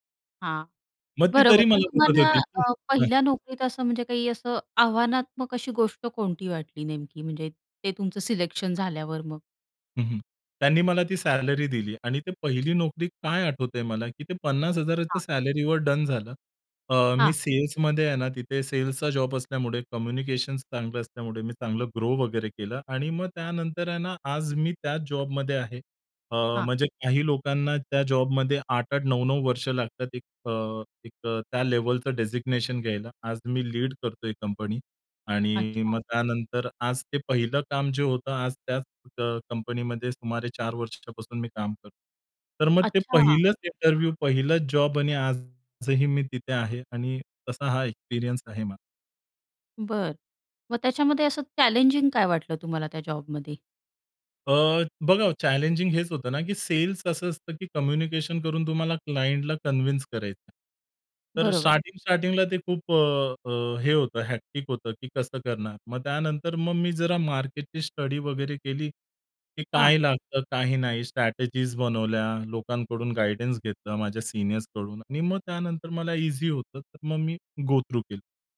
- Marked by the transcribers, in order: tapping; other noise; other background noise; in English: "क्लायंटला कन्विन्स"; in English: "हेक्टिक"; in English: "गो थ्रू"
- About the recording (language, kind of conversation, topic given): Marathi, podcast, तुम्हाला तुमच्या पहिल्या नोकरीबद्दल काय आठवतं?